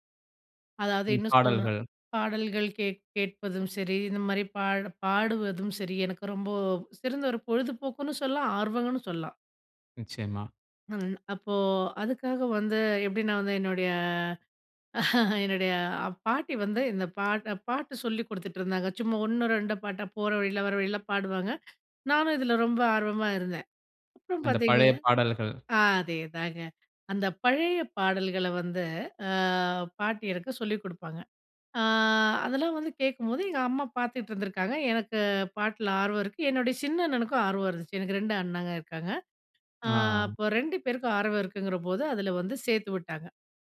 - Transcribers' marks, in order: drawn out: "என்னுடைய"; chuckle; other noise
- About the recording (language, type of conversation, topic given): Tamil, podcast, குடும்பம் உங்கள் நோக்கத்தை எப்படி பாதிக்கிறது?